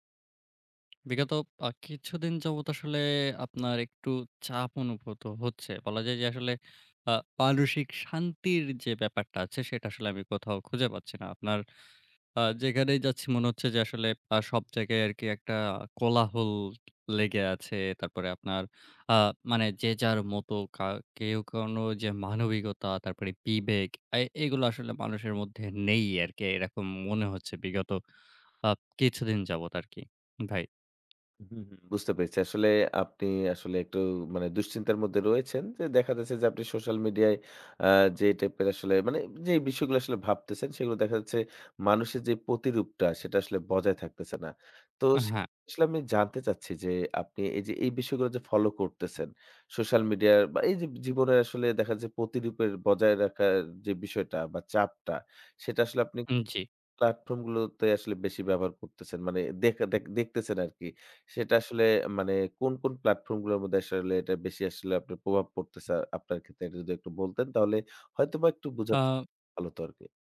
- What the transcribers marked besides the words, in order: tapping; yawn; unintelligible speech; unintelligible speech
- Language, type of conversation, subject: Bengali, advice, সোশ্যাল মিডিয়ায় সফল দেখানোর চাপ আপনি কীভাবে অনুভব করেন?